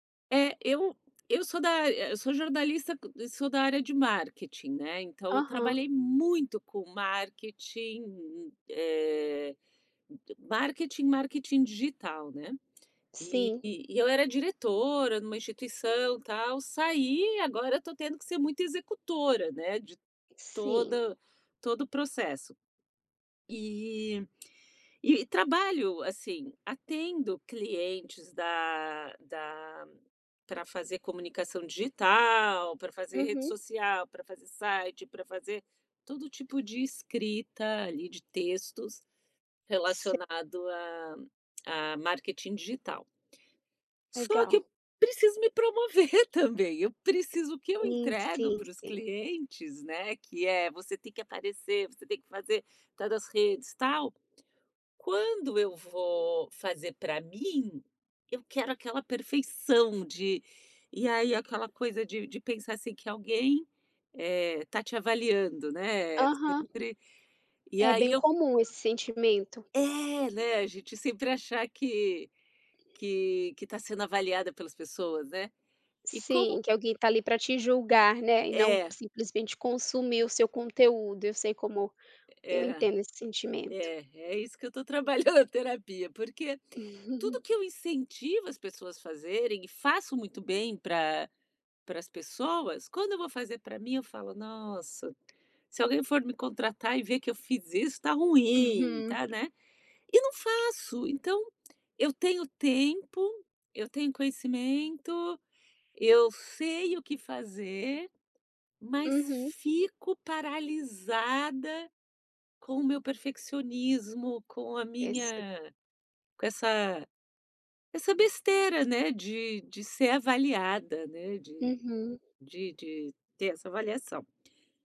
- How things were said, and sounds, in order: tapping; tongue click; laughing while speaking: "promover"; other background noise; laughing while speaking: "trabalhando na"; chuckle
- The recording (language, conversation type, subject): Portuguese, advice, Como posso lidar com a paralisia ao começar um projeto novo?
- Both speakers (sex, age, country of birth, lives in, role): female, 30-34, Brazil, United States, advisor; female, 45-49, Brazil, United States, user